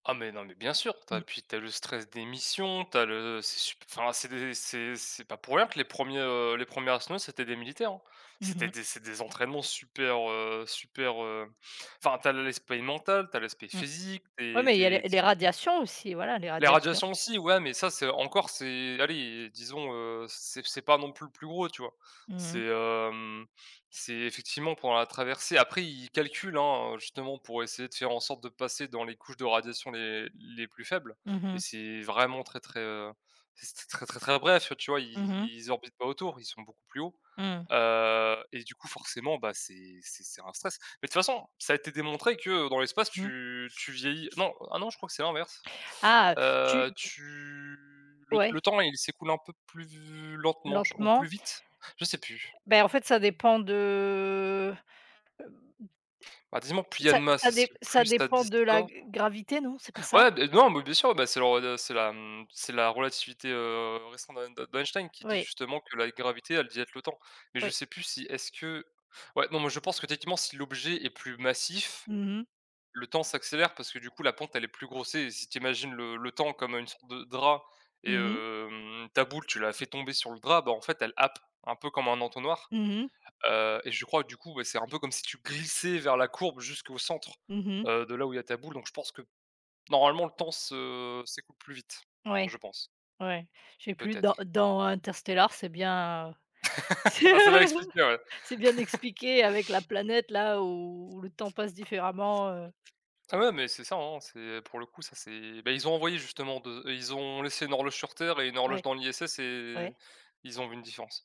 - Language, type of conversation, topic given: French, unstructured, Comment les influenceurs peuvent-ils sensibiliser leur audience aux enjeux environnementaux ?
- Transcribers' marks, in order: other noise; tapping; other background noise; drawn out: "tu"; drawn out: "de"; stressed: "glissais"; laugh; chuckle